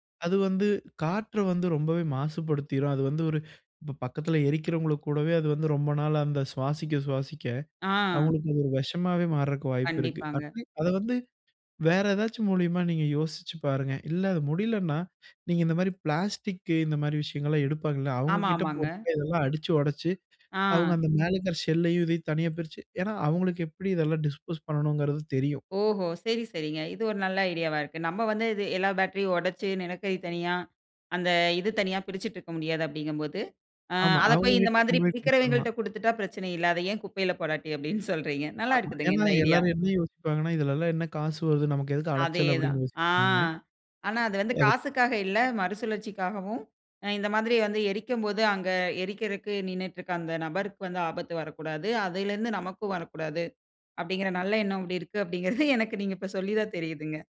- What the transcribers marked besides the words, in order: inhale; tapping; other background noise; unintelligible speech; inhale; inhale; in English: "ஷெல்லையும்"; in English: "டிஸ்போஸ்"; chuckle; chuckle
- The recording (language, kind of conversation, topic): Tamil, podcast, குப்பையைச் சரியாக அகற்றி மறுசுழற்சி செய்வது எப்படி?